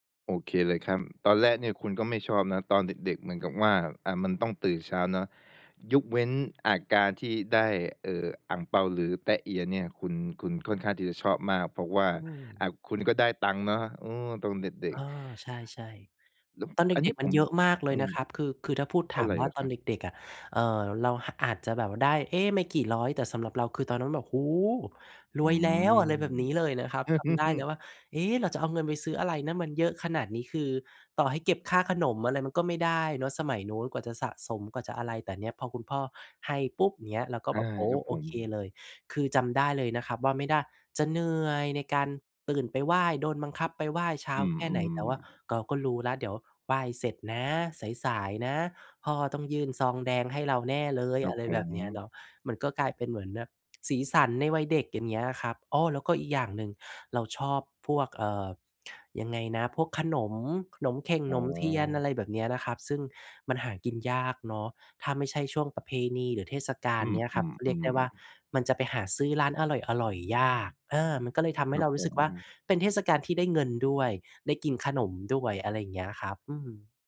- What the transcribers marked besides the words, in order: laugh; "ไม่ได้" said as "ไม่ด๊ะ"
- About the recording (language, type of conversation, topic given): Thai, podcast, ประสบการณ์อะไรที่ทำให้คุณรู้สึกภูมิใจในรากเหง้าของตัวเอง?